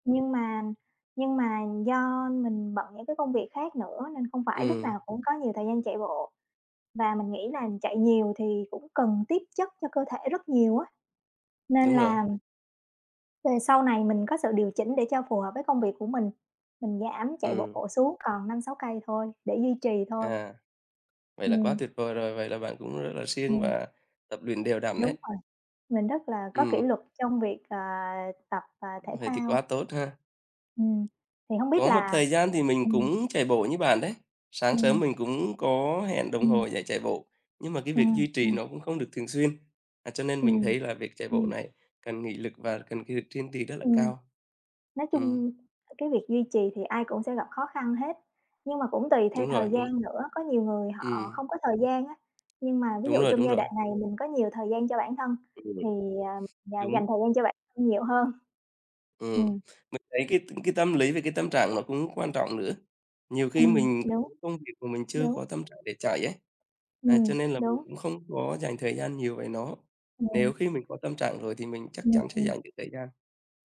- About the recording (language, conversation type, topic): Vietnamese, unstructured, Những yếu tố nào bạn cân nhắc khi chọn một môn thể thao để chơi?
- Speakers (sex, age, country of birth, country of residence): female, 30-34, Vietnam, Vietnam; male, 35-39, Vietnam, Vietnam
- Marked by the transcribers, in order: tapping; other background noise; background speech